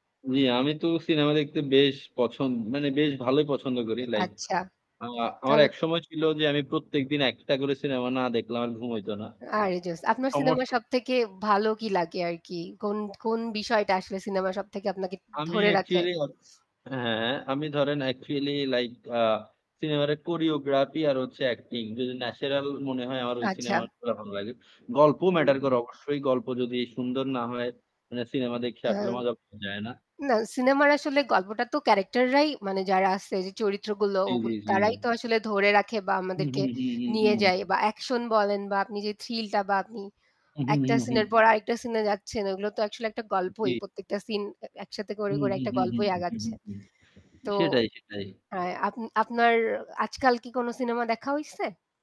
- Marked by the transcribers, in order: static; distorted speech; unintelligible speech
- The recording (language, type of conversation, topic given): Bengali, unstructured, সিনেমায় ভালো গল্প কীভাবে তৈরি হয় বলে তুমি মনে করো?